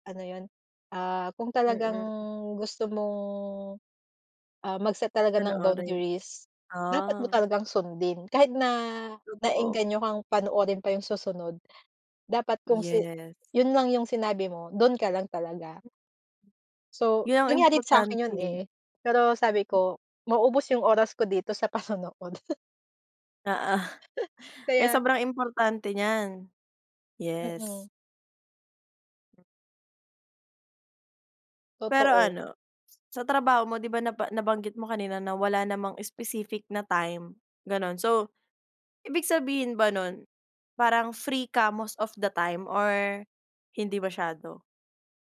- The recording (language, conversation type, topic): Filipino, podcast, Paano mo binabalanse ang trabaho at personal na buhay?
- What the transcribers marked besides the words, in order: snort; chuckle